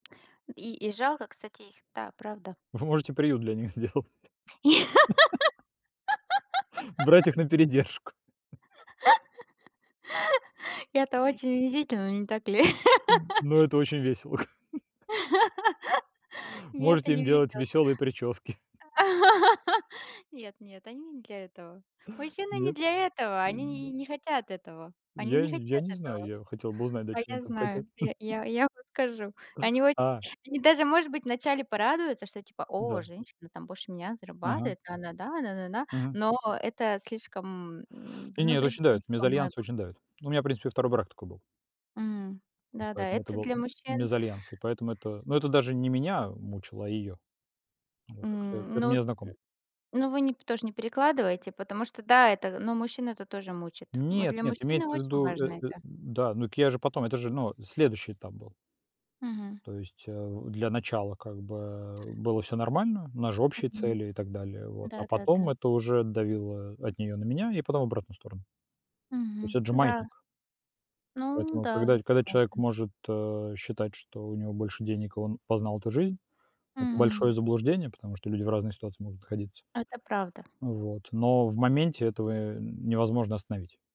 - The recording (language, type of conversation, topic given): Russian, unstructured, Что вы чувствуете, когда достигаете финансовой цели?
- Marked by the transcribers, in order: laugh; laugh; chuckle; other background noise; laugh; laughing while speaking: "как бы"; laugh; laughing while speaking: "прически"; laugh; chuckle